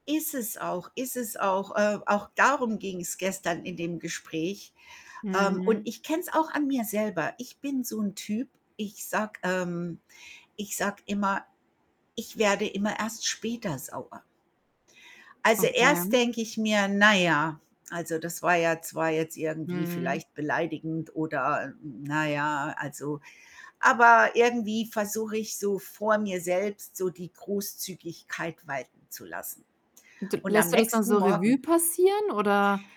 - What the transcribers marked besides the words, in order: static
- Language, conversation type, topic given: German, unstructured, Wie kannst du verhindern, dass ein Streit eskaliert?